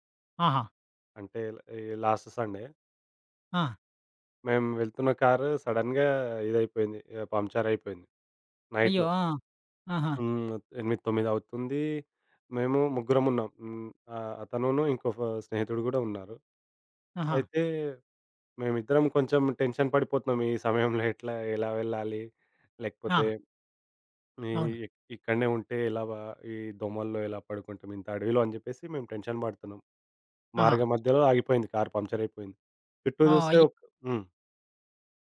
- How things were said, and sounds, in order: in English: "లాస్ట్ సండే"; other background noise; in English: "సడెన్‌గా"; in English: "నైట్‌లో"; in English: "టెన్షన్"; in English: "టెన్షన్"
- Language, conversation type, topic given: Telugu, podcast, స్నేహితుడి మద్దతు నీ జీవితాన్ని ఎలా మార్చింది?